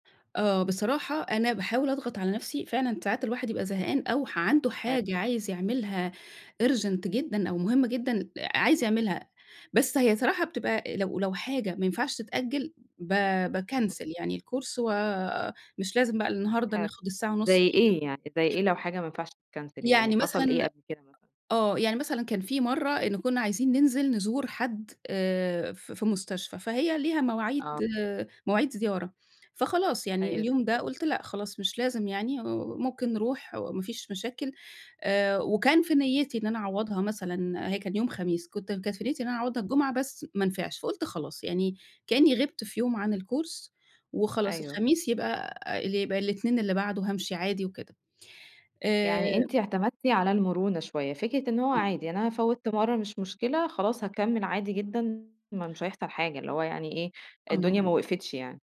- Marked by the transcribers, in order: in English: "Urgent"; in English: "باكنسل"; in English: "الcourse"; other background noise; in English: "تتكنسل"; tapping; in English: "الcourse"
- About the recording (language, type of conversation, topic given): Arabic, podcast, هل فيه طرق بسيطة أتمرّن بيها كل يوم على مهارة جديدة؟
- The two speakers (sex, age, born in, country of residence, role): female, 30-34, Egypt, Egypt, host; female, 50-54, Egypt, Egypt, guest